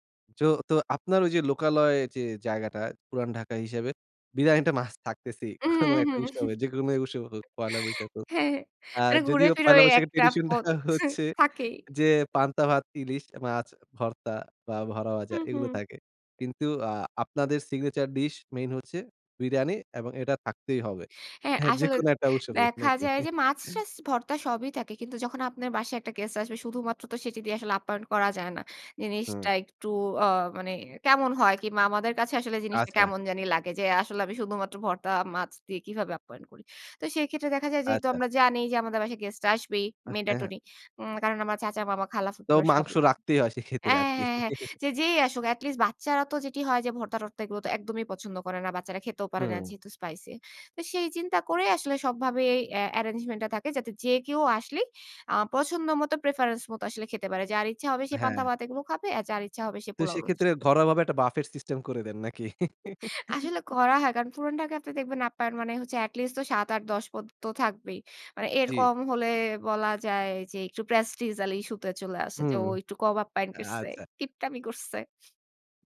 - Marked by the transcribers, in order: laughing while speaking: "উম হুম। হ্যাঁ। মানে ঘুরে-ফিরে ঐ এক টা পদ আছে, থাকেই"; laughing while speaking: "কোন একটা উৎসবে, যেকোনো উৎসব হোক, পয়লা বৈশাখ হোক"; "বড়া" said as "ভরা"; in English: "signature dish"; inhale; laughing while speaking: "যেকোন একটা উৎসবে, না কি?"; laughing while speaking: "হ্যাঁ, হ্যাঁ"; chuckle; in English: "arrangement"; in English: "buffet system"; laughing while speaking: "আসলে করা হয়"; chuckle; drawn out: "এর কম হলে বলা যায় যে"; in English: "prestigial issue"; laughing while speaking: "একটু কম আপ্যায়ন করছে, কিপটামি করছে"
- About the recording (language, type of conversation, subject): Bengali, podcast, মৌসুমি খাবার আপনার স্থানীয় রান্নায় কীভাবে পরিবর্তন আনে?